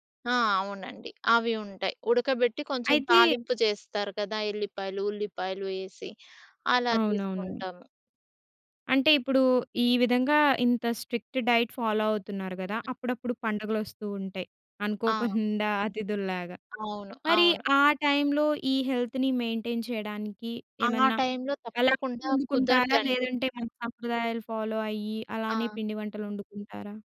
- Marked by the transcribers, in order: in English: "స్ట్రిక్ట్ డైట్ ఫాలో"; other background noise; giggle; in English: "హెల్త్‌ని మెయింటైన్"; in English: "ఫాలో"
- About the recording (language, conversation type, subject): Telugu, podcast, సెలబ్రేషన్లలో ఆరోగ్యకరంగా తినడానికి మంచి సూచనలు ఏమేమి ఉన్నాయి?